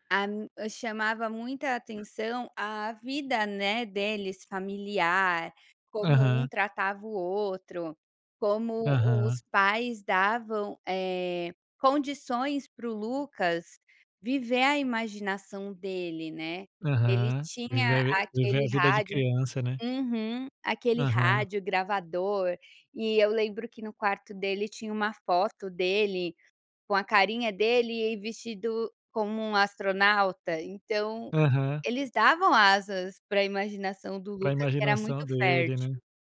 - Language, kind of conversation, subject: Portuguese, podcast, Que programa de TV da sua infância você lembra com carinho?
- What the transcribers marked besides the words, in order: tapping